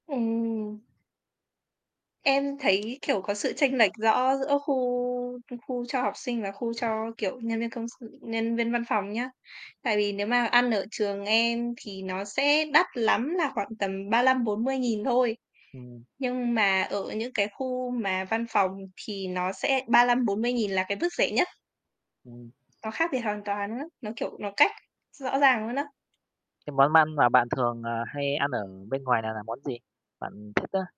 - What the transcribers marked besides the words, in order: tapping; other background noise; "ăn" said as "măn"
- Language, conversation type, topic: Vietnamese, unstructured, Bạn nghĩ gì về việc ăn ngoài so với nấu ăn tại nhà?
- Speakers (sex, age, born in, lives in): female, 20-24, Vietnam, Vietnam; male, 30-34, Vietnam, Vietnam